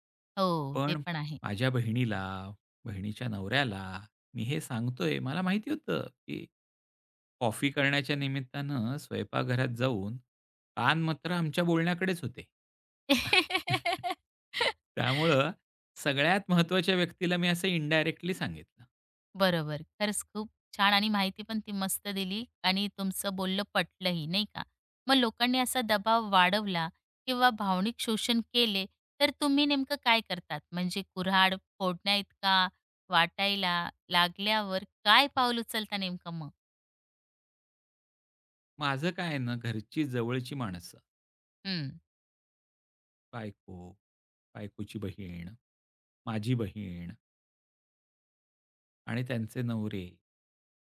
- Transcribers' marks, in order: tapping; laugh; other noise
- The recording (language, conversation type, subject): Marathi, podcast, इतरांचं ऐकूनही ठाम कसं राहता?